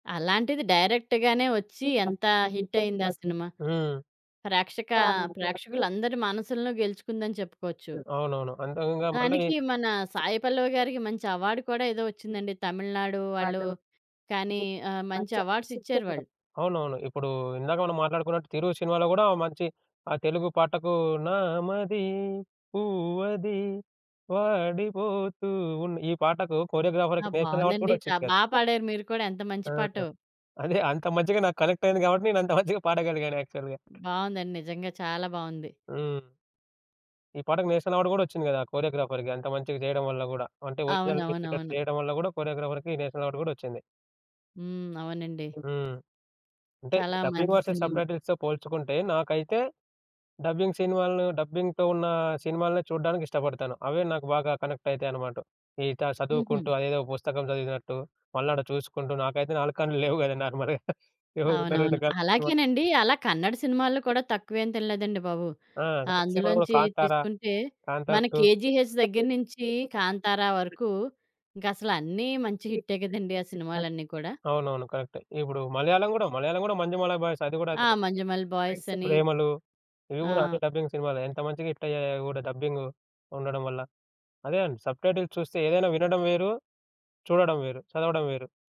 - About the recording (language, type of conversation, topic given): Telugu, podcast, డబ్బింగ్ లేదా ఉపశీర్షికలు—మీ అభిప్రాయం ఏమిటి?
- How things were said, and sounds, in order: in English: "డైరెక్ట్‌గానే"; background speech; in English: "హిట్"; in English: "అవార్డ్"; in English: "అవార్డ్స్"; singing: "నామది పువ్వది వాడిపోతూ ఉన్"; in English: "కొరియోగ్రాఫర్‌కి నేషనల్ అవార్డ్"; giggle; in English: "యాక్చువల్‌గా"; in English: "నేషనల్"; in English: "కొరియోగ్రాఫర్‌కి"; in English: "కొరియోగ్రాఫర్‌కి నేషనల్ అవార్డ్"; in English: "డబ్బింగ్ వర్సెస్ సబ్‌టైటిల్స్‌తో"; in English: "డబ్బింగ్"; in English: "డబ్బింగ్‌తో"; in English: "కనెక్ట్"; in English: "నార్మల్‌గా"; chuckle; other background noise; in English: "డబ్బింగ్"; in English: "సబ్‌టైటిల్స్"